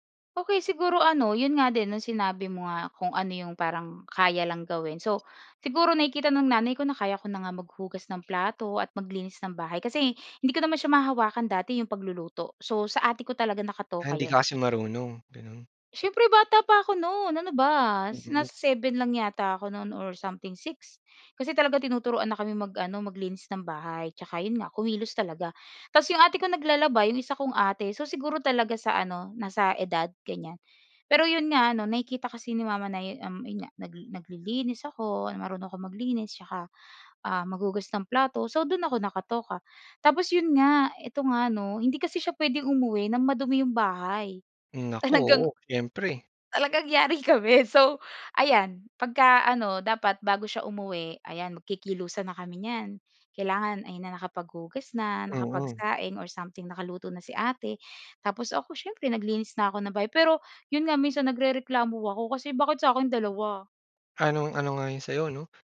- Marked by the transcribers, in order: none
- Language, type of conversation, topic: Filipino, podcast, Paano ninyo hinahati-hati ang mga gawaing-bahay sa inyong pamilya?